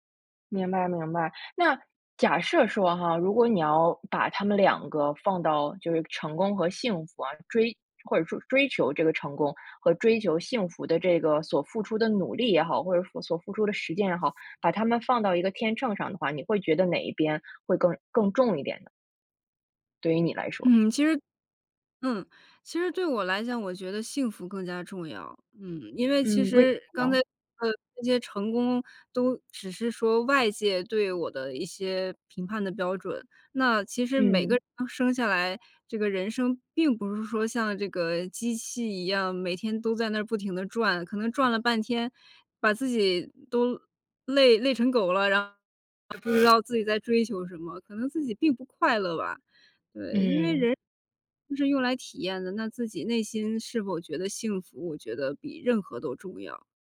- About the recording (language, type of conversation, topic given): Chinese, podcast, 你会如何在成功与幸福之间做取舍？
- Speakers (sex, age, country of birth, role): female, 30-34, China, guest; female, 35-39, China, host
- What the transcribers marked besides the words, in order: unintelligible speech; other background noise; unintelligible speech